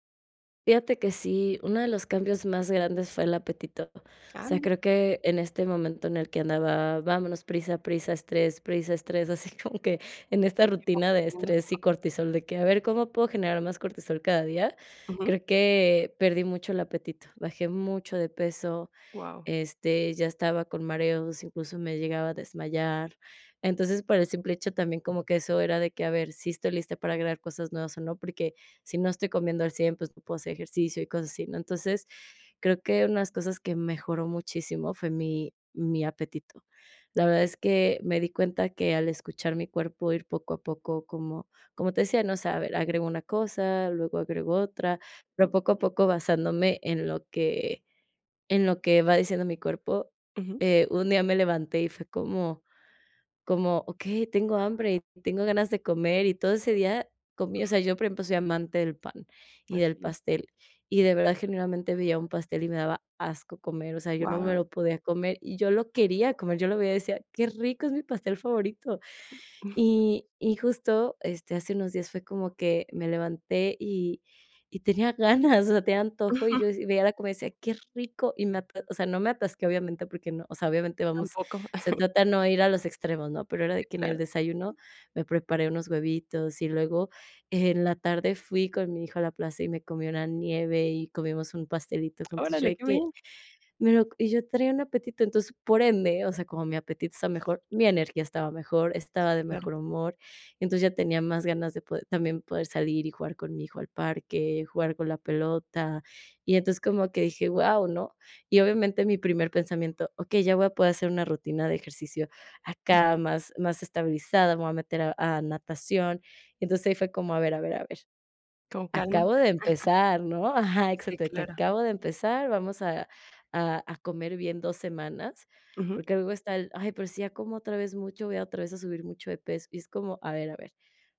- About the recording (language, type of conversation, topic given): Spanish, podcast, ¿Cómo equilibras el trabajo y el descanso durante tu recuperación?
- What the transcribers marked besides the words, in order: laughing while speaking: "así como que"; chuckle; unintelligible speech; other background noise; chuckle